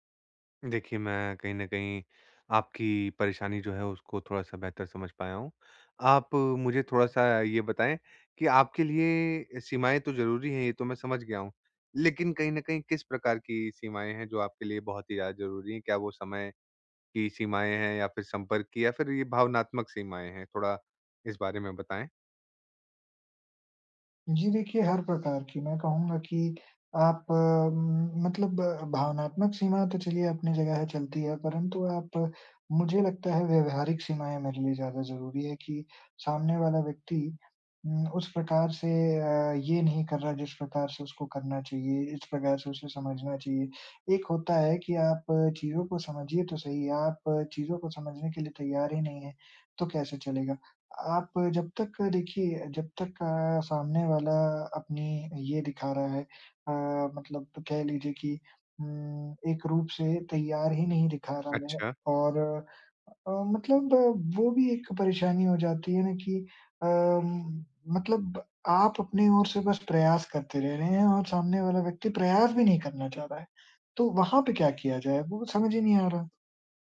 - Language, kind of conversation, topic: Hindi, advice, नए रिश्ते में बिना दूरी बनाए मैं अपनी सीमाएँ कैसे स्पष्ट करूँ?
- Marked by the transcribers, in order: other background noise